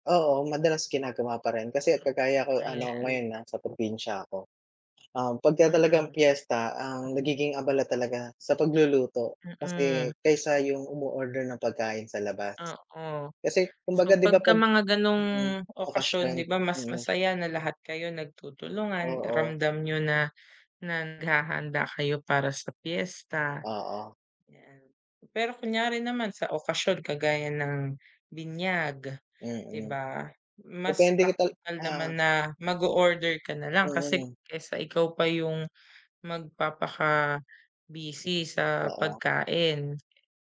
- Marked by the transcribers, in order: other noise
- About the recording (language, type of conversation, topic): Filipino, unstructured, Mas pipiliin mo bang magluto ng pagkain sa bahay o umorder ng pagkain mula sa labas?
- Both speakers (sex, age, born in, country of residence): female, 30-34, Philippines, Philippines; male, 35-39, Philippines, Philippines